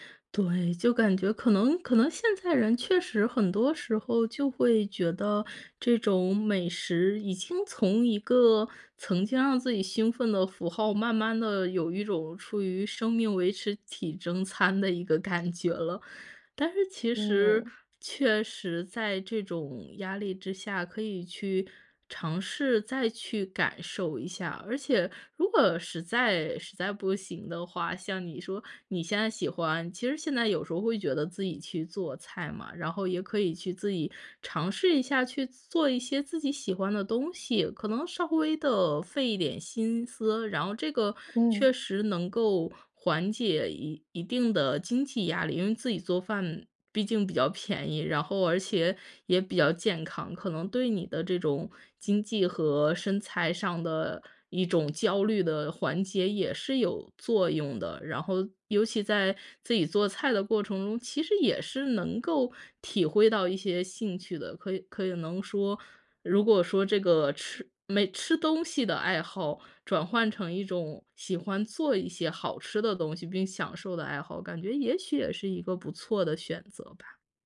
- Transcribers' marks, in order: tapping; laughing while speaking: "一个感觉了"; other background noise
- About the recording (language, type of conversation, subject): Chinese, advice, 你为什么会对曾经喜欢的爱好失去兴趣和动力？